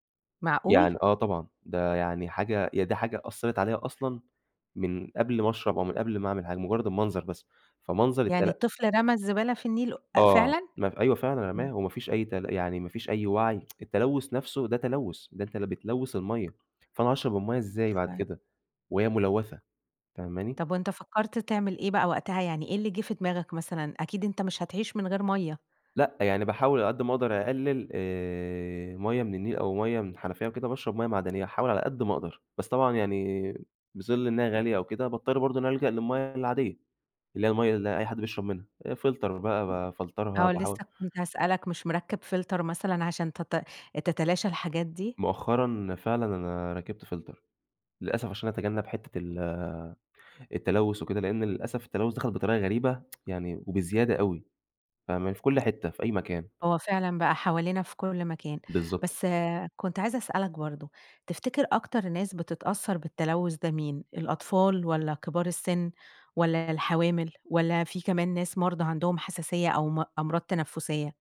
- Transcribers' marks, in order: tsk; other background noise; in English: "Filter"; other noise; in English: "بافلترها"; in English: "Filter"; in English: "Filter"; tsk
- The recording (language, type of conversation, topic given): Arabic, podcast, إزاي التلوث بيأثر على صحتنا كل يوم؟